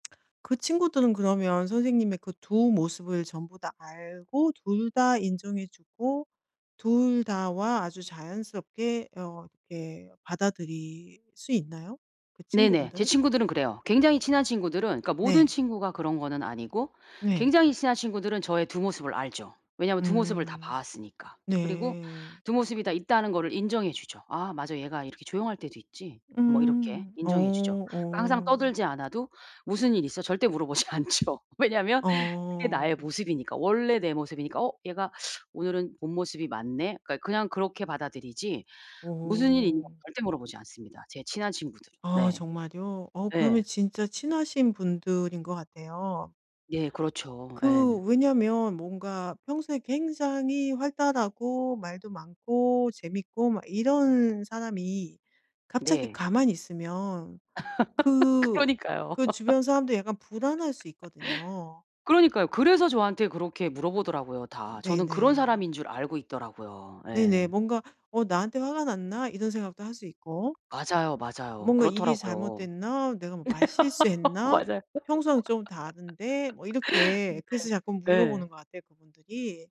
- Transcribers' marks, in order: tsk; tapping; other background noise; laughing while speaking: "물어보지 않죠. 왜냐면"; laugh; laughing while speaking: "그러니까요"; laugh; laugh; laughing while speaking: "맞아요"; laugh
- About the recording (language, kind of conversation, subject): Korean, advice, 내 일상 행동을 내가 되고 싶은 모습과 꾸준히 일치시키려면 어떻게 해야 할까요?